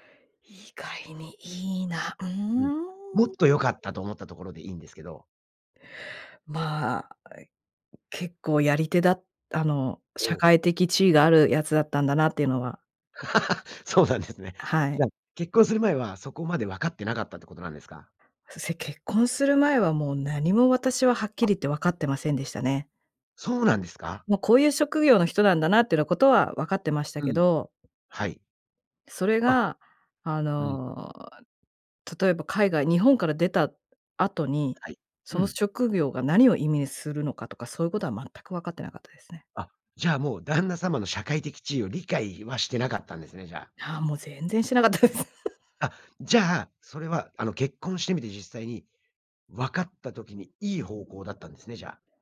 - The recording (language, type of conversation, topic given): Japanese, podcast, 結婚や同棲を決めるとき、何を基準に判断しましたか？
- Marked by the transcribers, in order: laugh; laughing while speaking: "そうなんですね"; tapping; laughing while speaking: "してなかったです"; chuckle